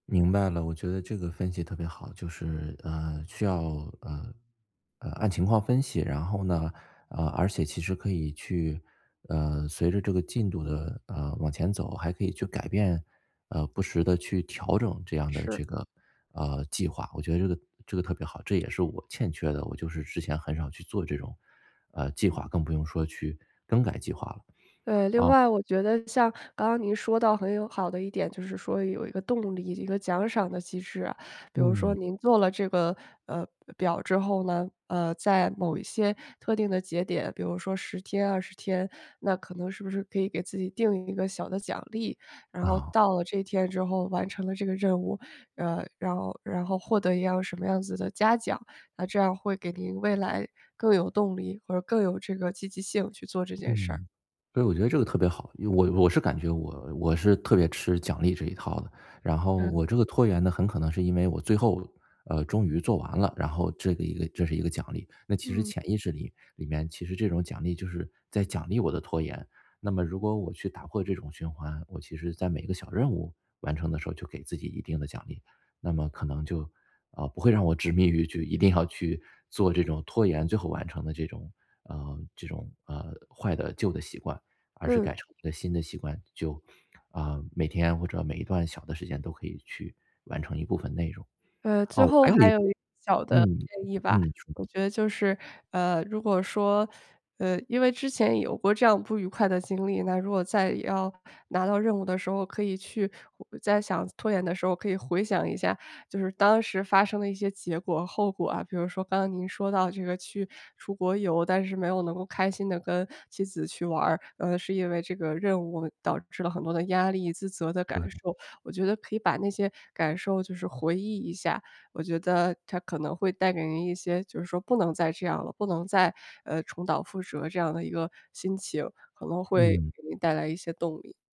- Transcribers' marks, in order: none
- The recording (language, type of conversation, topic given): Chinese, advice, 我怎样才能停止拖延并养成新习惯？